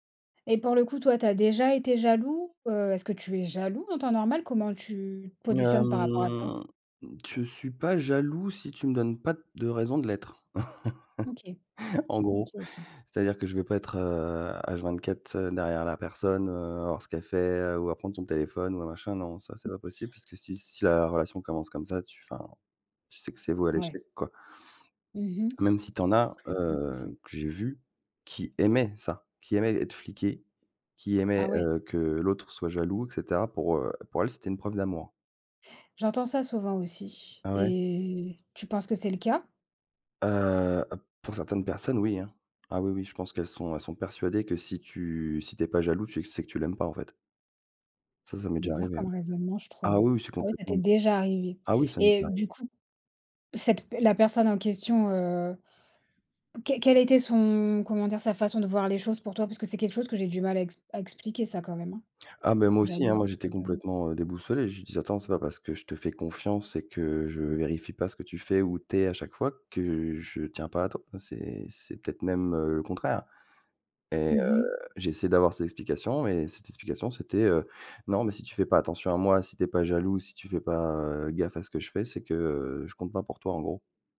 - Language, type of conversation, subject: French, unstructured, Que penses-tu des relations où l’un des deux est trop jaloux ?
- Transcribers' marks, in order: laugh; tapping; stressed: "aimait"; stressed: "déjà"